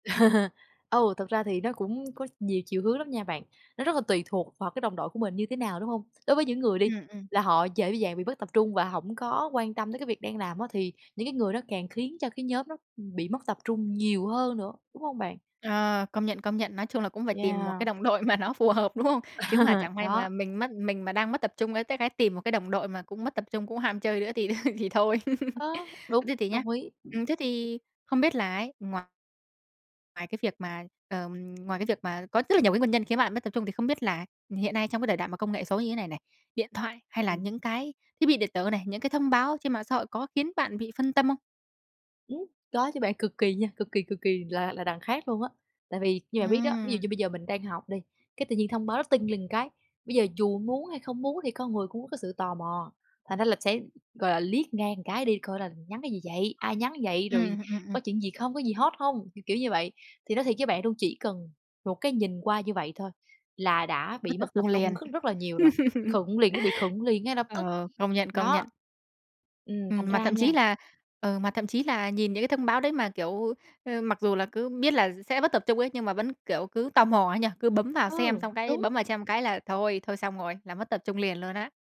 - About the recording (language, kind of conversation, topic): Vietnamese, podcast, Bạn xử lý thế nào khi bị mất tập trung giữa chừng?
- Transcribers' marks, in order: laugh; other background noise; tapping; laugh; chuckle; laugh; laugh